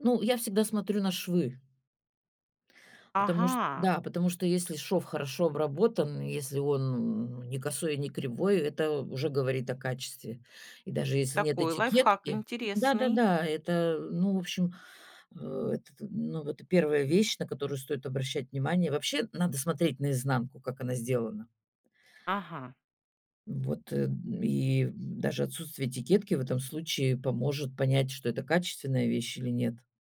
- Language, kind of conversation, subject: Russian, podcast, Что вы думаете о секонд-хенде и винтаже?
- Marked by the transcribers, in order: none